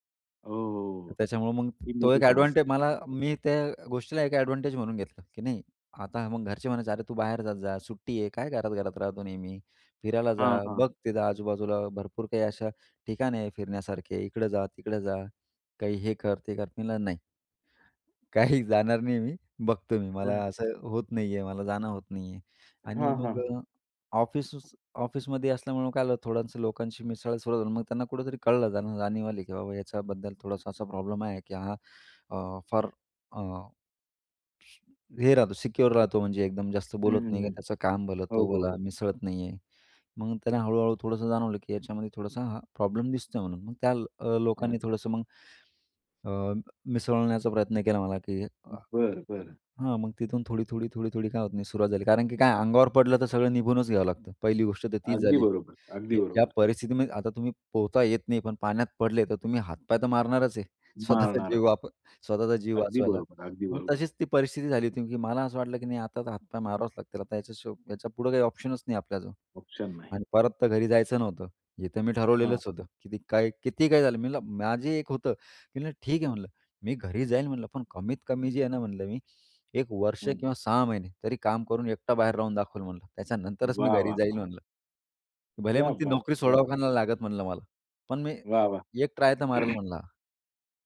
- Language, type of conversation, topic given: Marathi, podcast, तुमच्या आयुष्यातला सर्वात मोठा बदल कधी आणि कसा झाला?
- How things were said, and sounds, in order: other background noise; laughing while speaking: "काही"; in English: "सिक्युअर"; tapping